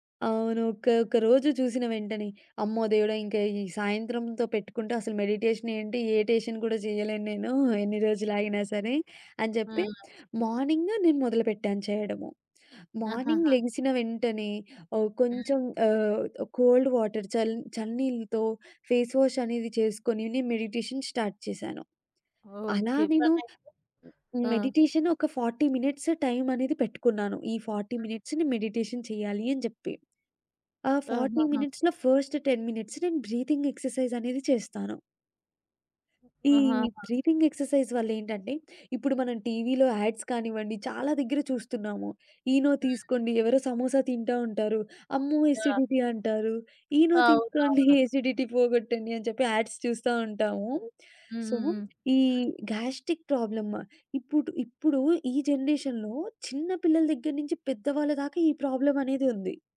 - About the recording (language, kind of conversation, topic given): Telugu, podcast, ఒక చిన్న అలవాటు మీ రోజువారీ దినచర్యను ఎలా మార్చిందో చెప్పగలరా?
- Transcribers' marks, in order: in English: "మెడిటేషన్"; other background noise; in English: "మార్నింగ్"; in English: "కోల్డ్ వాటర్"; in English: "ఫేస్ వాష్"; in English: "మెడిటేషన్ స్టార్ట్"; in English: "మెడిటేషన్"; in English: "ఫార్టీ మినిట్స్"; in English: "ఫార్టీ మినిట్స్‌ని మెడిటేషన్"; tapping; in English: "ఫార్టీ మినిట్స్‌లో ఫస్ట్ టెన్ మినిట్స్"; in English: "బ్రీతింగ్ ఎక్సర్‌సైజ్"; in English: "బ్రీతింగ్ ఎక్సర్సైజ్"; in English: "టీవీలో యాడ్స్"; in English: "ఎసిడిటీ"; chuckle; in English: "ఎసిడిటీ"; in English: "యాడ్స్"; in English: "సో"; in English: "గాస్ట్రిక్ ప్రాబ్లమ్"; in English: "జనరేషన్‌లో"; in English: "ప్రాబ్లమ్"